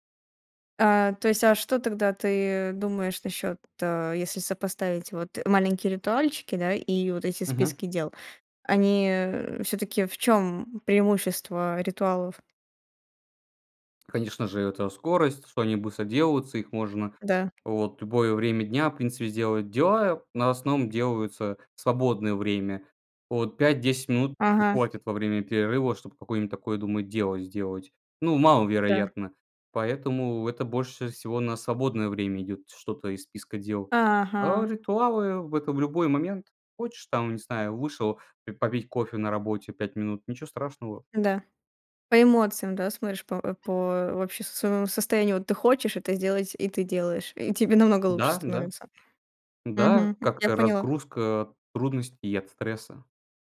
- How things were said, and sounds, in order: tapping; other background noise
- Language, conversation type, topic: Russian, podcast, Как маленькие ритуалы делают твой день лучше?